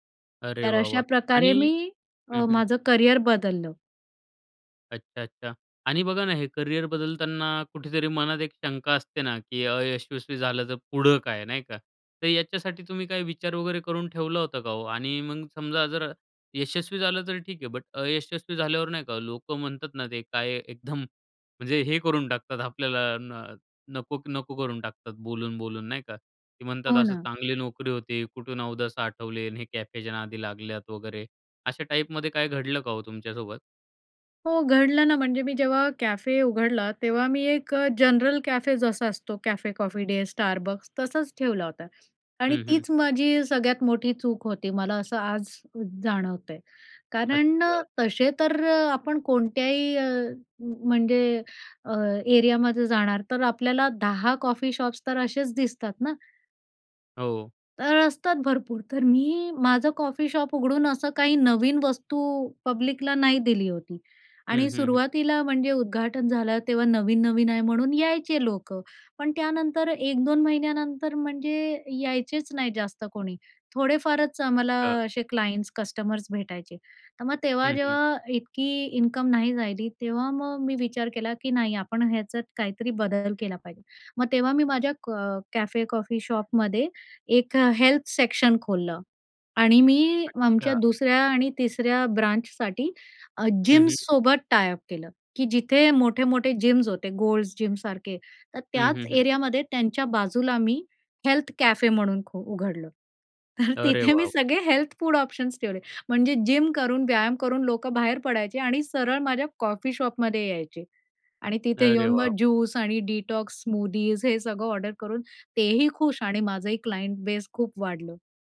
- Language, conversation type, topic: Marathi, podcast, करिअर बदलताना तुला सगळ्यात मोठी भीती कोणती वाटते?
- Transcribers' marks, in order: in English: "बट"; in English: "एरियामध्ये"; in English: "पब्लिकला"; in English: "क्लाइंट्स, कस्टमर्स"; in English: "इन्कम"; in English: "हेल्थ सेक्शन"; in English: "ब्रांचसाठी"; in English: "जिम्ससोबत टायअप"; in English: "जिम्स"; in English: "जिमसारखे"; in English: "एरियामध्ये"; in English: "हेल्थ फूड ऑप्शन्स"; in English: "जिम"; in English: "डिटॉक्स, स्मूदीज"; in English: "क्लाइंट बेस"